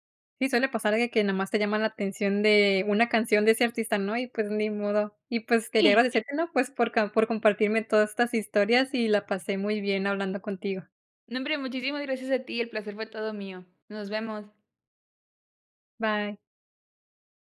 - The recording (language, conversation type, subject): Spanish, podcast, ¿Qué opinas de mezclar idiomas en una playlist compartida?
- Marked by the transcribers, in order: chuckle